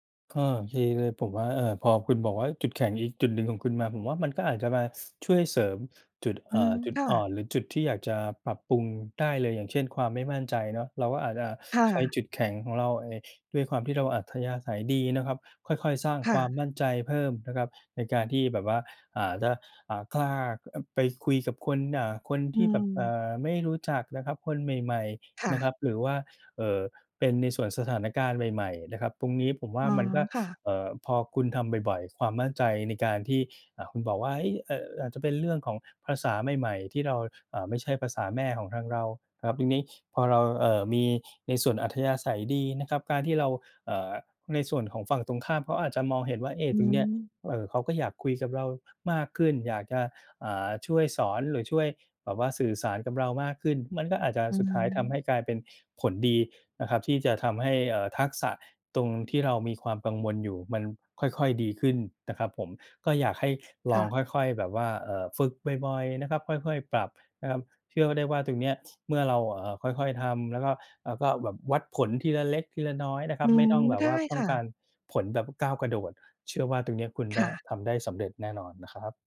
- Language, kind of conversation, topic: Thai, advice, ฉันจะยอมรับข้อบกพร่องและใช้จุดแข็งของตัวเองได้อย่างไร?
- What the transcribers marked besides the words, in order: none